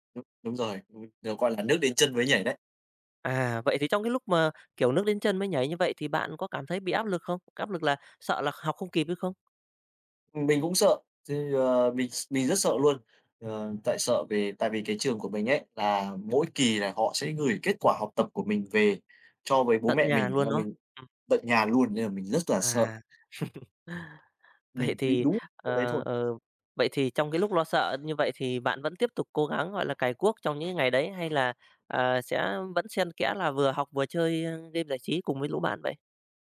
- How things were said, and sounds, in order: other background noise; chuckle; laughing while speaking: "Vậy"
- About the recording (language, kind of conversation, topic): Vietnamese, podcast, Bạn đã từng chịu áp lực thi cử đến mức nào và bạn đã vượt qua nó như thế nào?
- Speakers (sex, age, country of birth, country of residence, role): male, 25-29, Vietnam, Vietnam, guest; male, 35-39, Vietnam, Vietnam, host